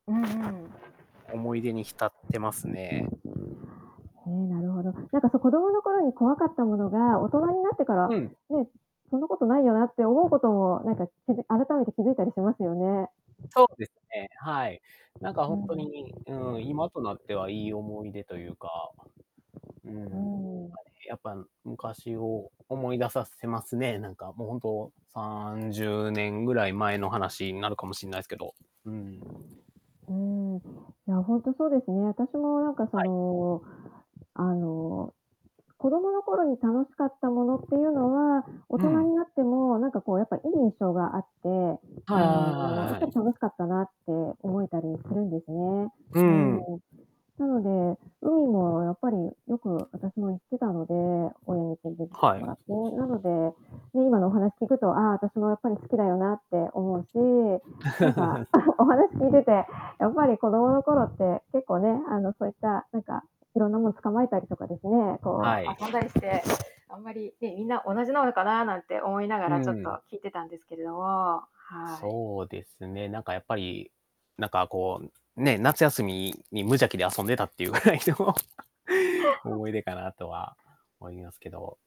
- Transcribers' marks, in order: static; distorted speech; other background noise; chuckle; laugh; laughing while speaking: "遊んでたっていうぐらいの、思い出かなとは思いますけど"; chuckle
- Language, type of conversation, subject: Japanese, unstructured, 子どものころのいちばん楽しかった思い出は何ですか？
- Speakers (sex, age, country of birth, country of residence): female, 55-59, Japan, United States; male, 30-34, Japan, Japan